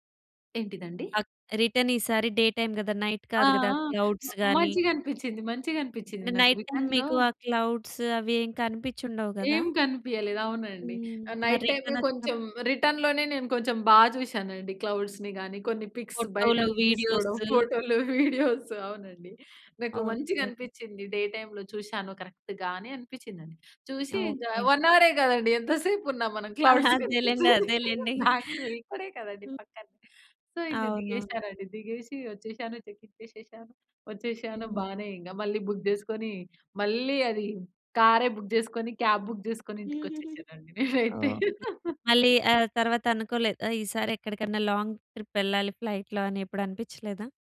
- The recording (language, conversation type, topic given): Telugu, podcast, ఫ్లైట్ మిస్ అయినప్పుడు ఏం జరిగింది?
- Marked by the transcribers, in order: in English: "రిటర్న్"; in English: "డే టైమ్"; in English: "నైట్"; in English: "క్లౌడ్స్"; other background noise; in English: "రిటర్న్‌లో"; in English: "నైట్ టైమ్"; in English: "క్లౌడ్స్"; in English: "నైట్"; in English: "రిటర్న్"; in English: "రిటర్న్‌లోనే"; in English: "క్లౌడ్స్‌ని"; in English: "పిక్స్"; giggle; in English: "వీడియోస్"; in English: "డే టైమ్‌లో"; in English: "కరెక్ట్‌గానే"; in English: "వన్"; giggle; in English: "క్లౌడ్స్"; laugh; in English: "సో"; in English: "చెక్"; in English: "బుక్"; in English: "బుక్"; in English: "క్యాబ్ బుక్"; giggle; laugh; in English: "లాంగ్ ట్రిప్"; in English: "ఫ్లైట్‌లో"